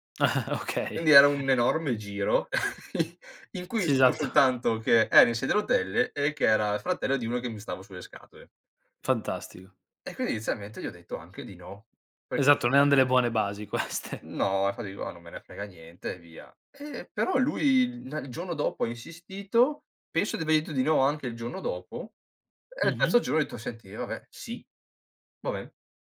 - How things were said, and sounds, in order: chuckle; laughing while speaking: "Okay"; chuckle; laughing while speaking: "in"; unintelligible speech; laughing while speaking: "satto"; "esatto" said as "satto"; "quindi" said as "quini"; unintelligible speech; laughing while speaking: "queste"; "dico" said as "digo"; "giorno" said as "giono"
- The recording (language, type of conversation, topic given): Italian, podcast, Quale hobby ti ha regalato amici o ricordi speciali?